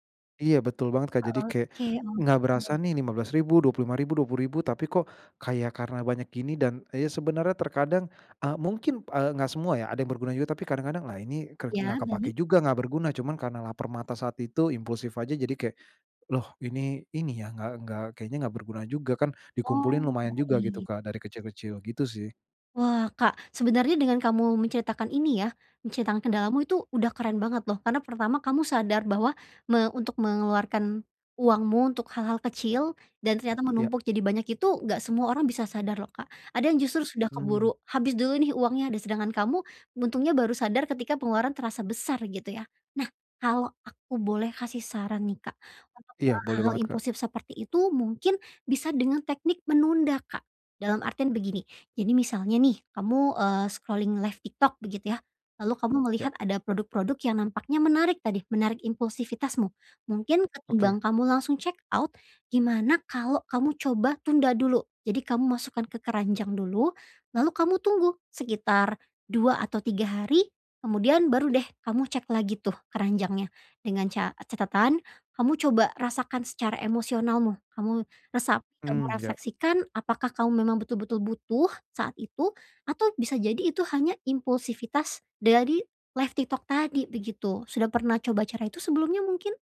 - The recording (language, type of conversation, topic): Indonesian, advice, Bagaimana banyaknya aplikasi atau situs belanja memengaruhi kebiasaan belanja dan pengeluaran saya?
- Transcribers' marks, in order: stressed: "uangmu"; tapping; stressed: "besar"; in English: "scrolling live"; in English: "check out"; other background noise; in English: "live"